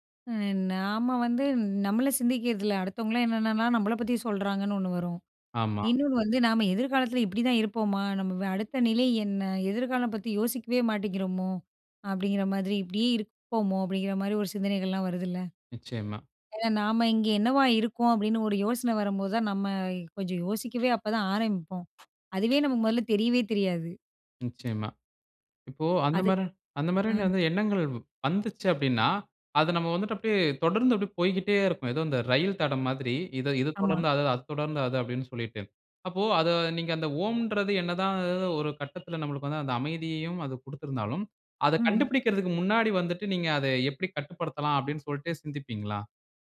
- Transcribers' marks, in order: other background noise; horn
- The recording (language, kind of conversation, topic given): Tamil, podcast, தியானத்தின் போது வரும் எதிர்மறை எண்ணங்களை நீங்கள் எப்படிக் கையாள்கிறீர்கள்?